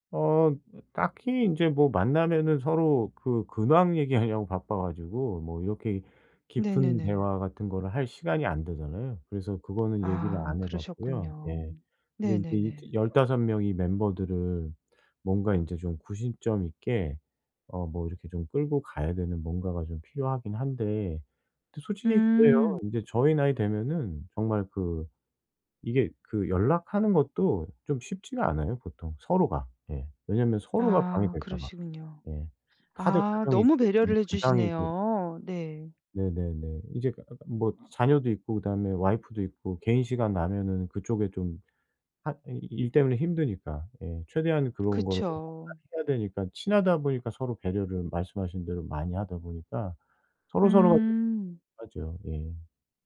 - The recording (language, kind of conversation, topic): Korean, advice, 친구 그룹에서 소속감을 계속 느끼려면 어떻게 해야 하나요?
- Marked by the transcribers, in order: other background noise; tapping; unintelligible speech